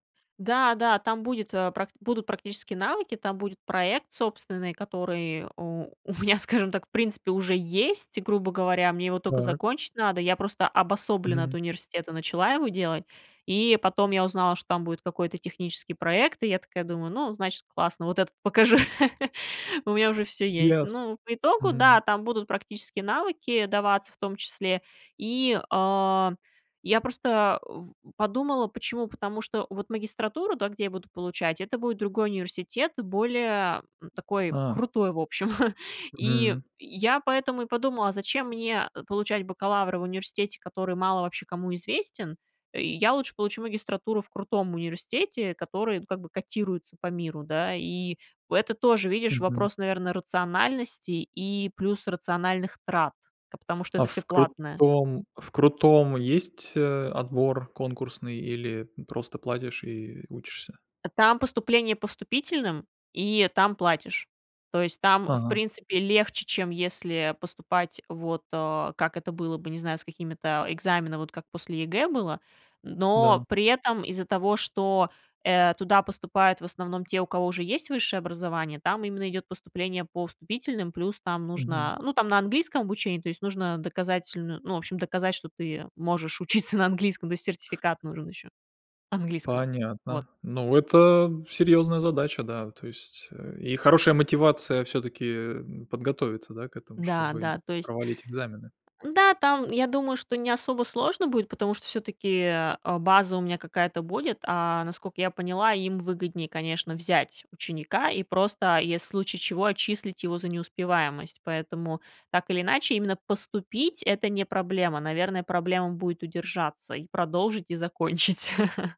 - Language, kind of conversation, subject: Russian, podcast, Как не потерять мотивацию, когда начинаешь учиться заново?
- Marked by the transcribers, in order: other background noise; laughing while speaking: "у меня"; laugh; chuckle; tapping; laugh